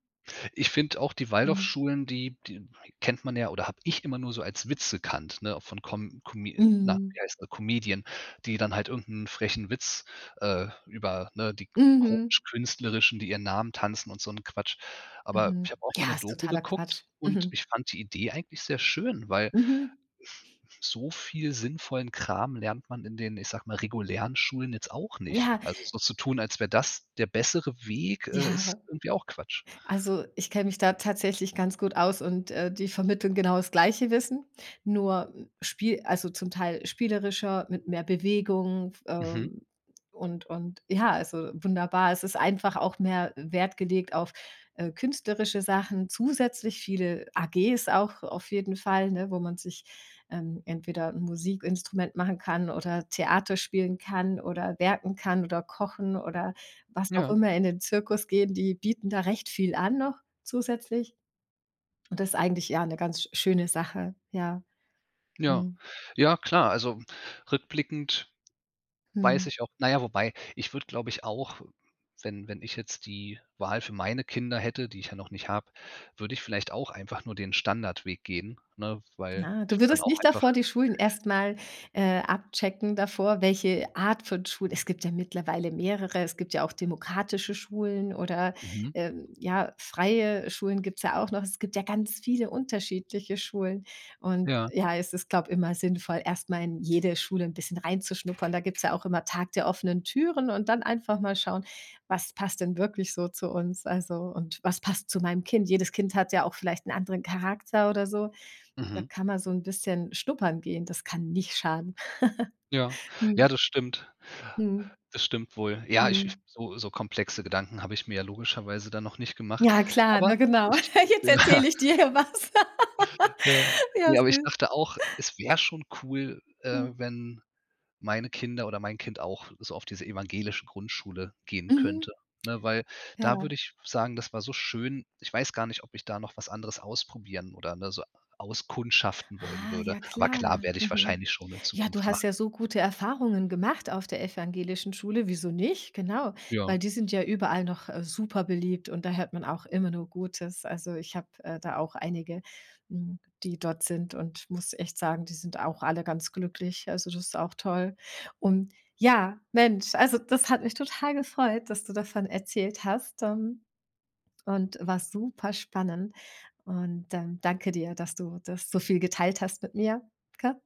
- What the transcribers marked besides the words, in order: other noise; stressed: "ich"; other background noise; stressed: "zusätzlich"; stressed: "nicht"; giggle; chuckle; laughing while speaking: "Ja"; laughing while speaking: "hier was"; laugh
- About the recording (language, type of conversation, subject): German, podcast, Erzähl mal: Wie war deine Schulzeit wirklich?